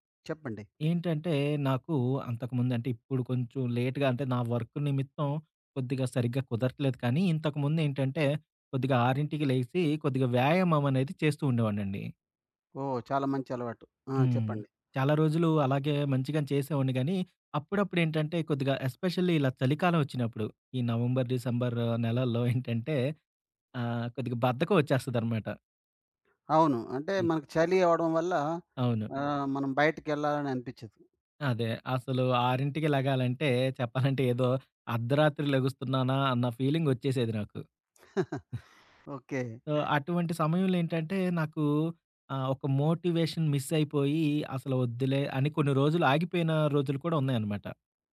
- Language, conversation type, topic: Telugu, podcast, ప్రేరణ లేకపోతే మీరు దాన్ని ఎలా తెచ్చుకుంటారు?
- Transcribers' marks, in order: in English: "లేట్‌గా"; other background noise; in English: "వర్క్"; in English: "ఎస్పెషల్‌ల్లి"; chuckle; chuckle; chuckle; in English: "సో"; in English: "మోటివేషన్ మిస్"